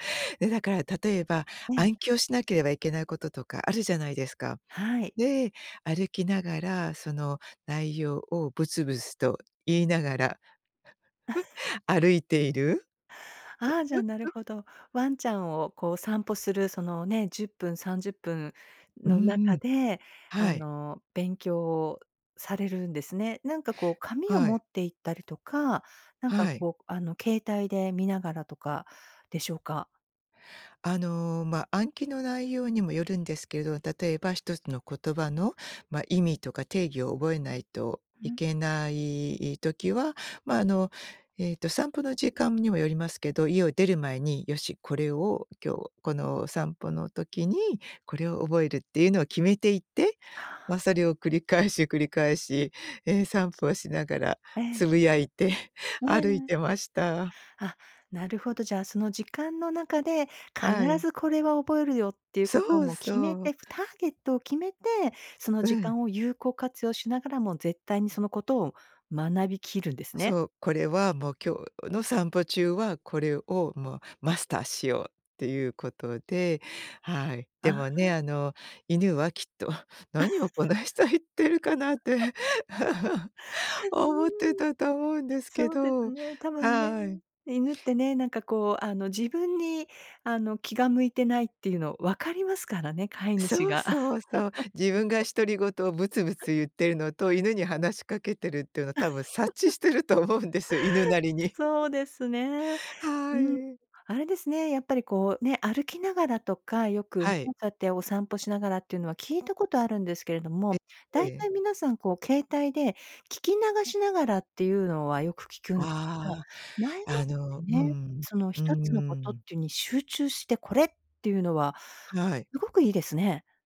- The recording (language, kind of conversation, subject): Japanese, podcast, 時間がないとき、効率よく学ぶためにどんな工夫をしていますか？
- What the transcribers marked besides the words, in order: chuckle; laugh; chuckle; laugh; laugh; other noise; laugh; chuckle; unintelligible speech; other background noise